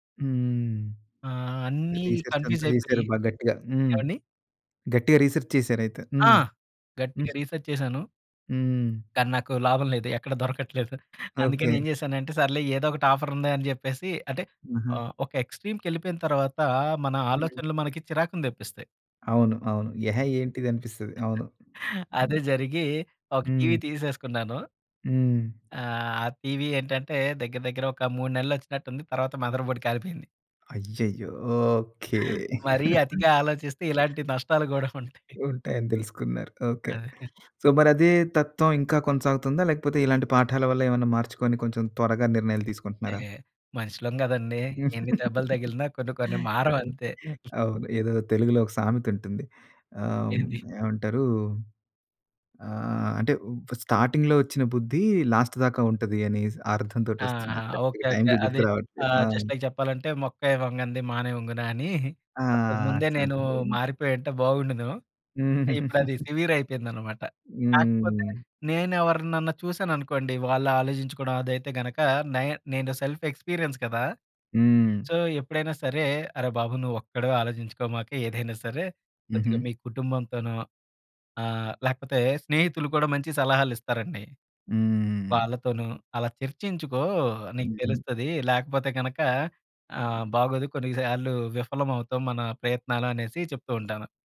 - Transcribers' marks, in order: in English: "రిసెర్చ్"; in English: "కన్‌ఫ్యూస్"; in English: "రిసెర్చ్"; in English: "రీసెర్చ్"; other background noise; giggle; in English: "ఎక్స్‌ట్రీమ్‌కెళ్ళిపోయిన"; giggle; in English: "మదర్ బోర్డ్"; giggle; in English: "సో"; laughing while speaking: "గూడా ఉంటాయి"; giggle; laugh; in English: "స్టార్టింగ్‌లో"; in English: "లాస్ట్"; in English: "కరెక్ట్‌గా టైమ్‌కి"; in English: "జస్ట్ లైక్"; chuckle; in English: "సివిర్"; in English: "సెల్ఫ్ ఎక్స్పీరియన్స్"; in English: "సో"
- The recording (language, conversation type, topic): Telugu, podcast, ఒంటరిగా ముందుగా ఆలోచించి, తర్వాత జట్టుతో పంచుకోవడం మీకు సబబా?